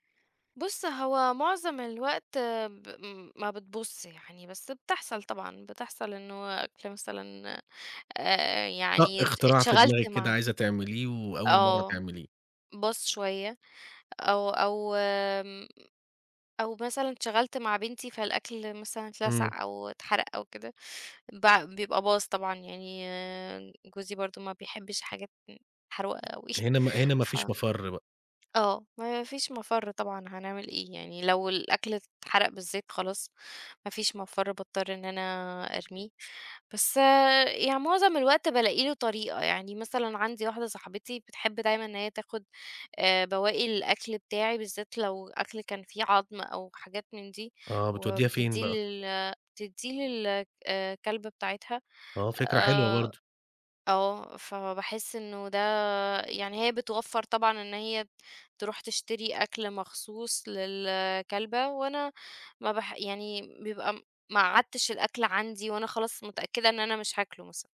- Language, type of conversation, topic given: Arabic, podcast, إزاي بتتعامل مع بقايا الأكل في البيت؟
- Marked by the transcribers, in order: tapping; other noise; laughing while speaking: "أوي"